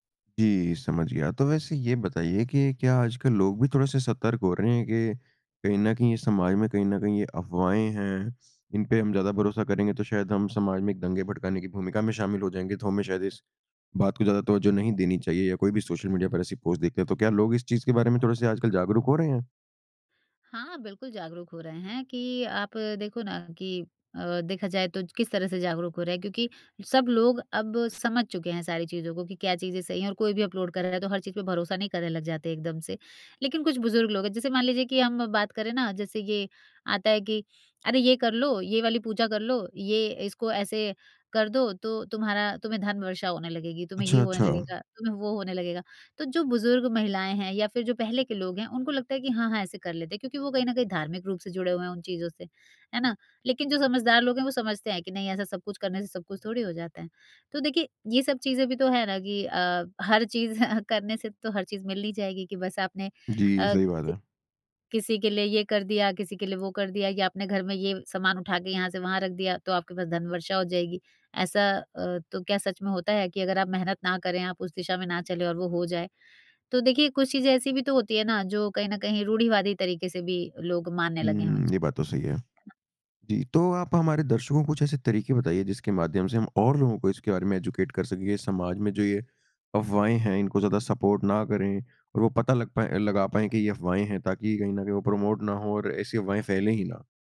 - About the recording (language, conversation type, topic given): Hindi, podcast, समाज में अफवाहें भरोसा कैसे तोड़ती हैं, और हम उनसे कैसे निपट सकते हैं?
- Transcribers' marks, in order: chuckle; tongue click; drawn out: "हुँ"; other background noise; in English: "एजुकेट"; in English: "सपोर्ट"; in English: "प्रमोट"